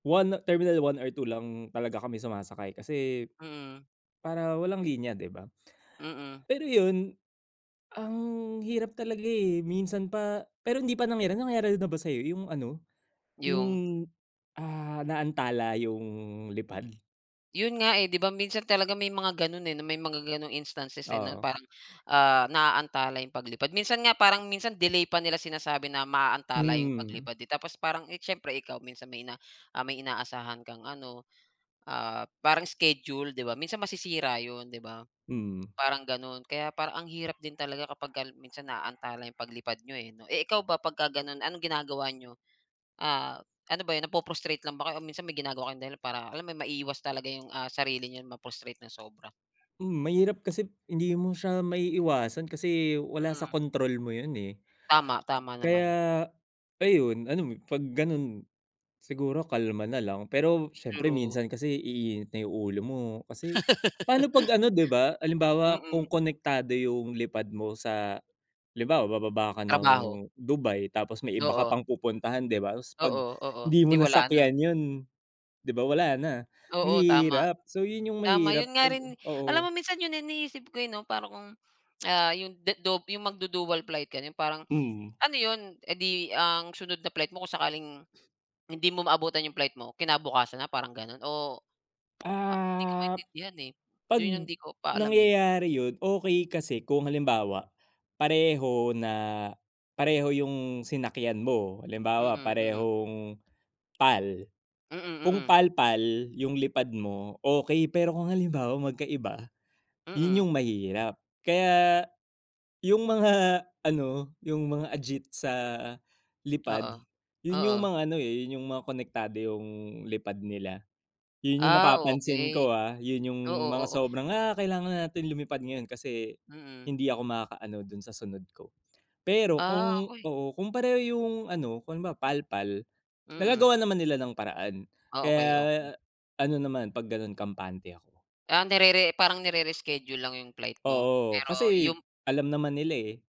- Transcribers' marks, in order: tapping; background speech; dog barking; other background noise; laugh; tongue click; laughing while speaking: "mga"; in English: "agit"
- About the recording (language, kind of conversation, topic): Filipino, unstructured, Ano ang mga bagay na palaging nakakainis sa paliparan?